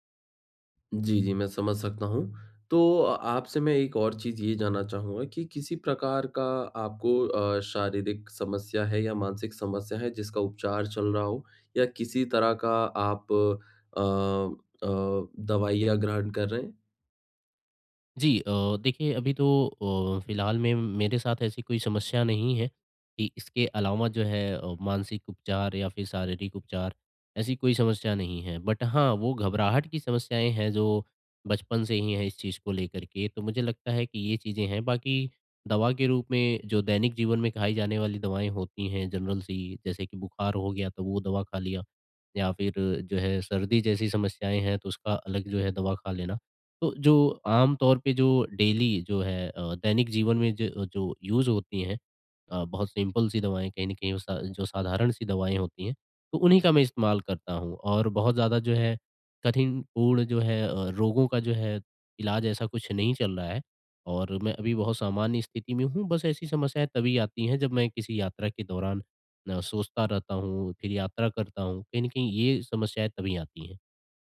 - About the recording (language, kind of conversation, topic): Hindi, advice, यात्रा के दौरान तनाव और चिंता को कम करने के लिए मैं क्या करूँ?
- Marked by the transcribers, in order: in English: "बट"; in English: "जनरल"; in English: "डेली"; in English: "यूज़"; in English: "सिंपल"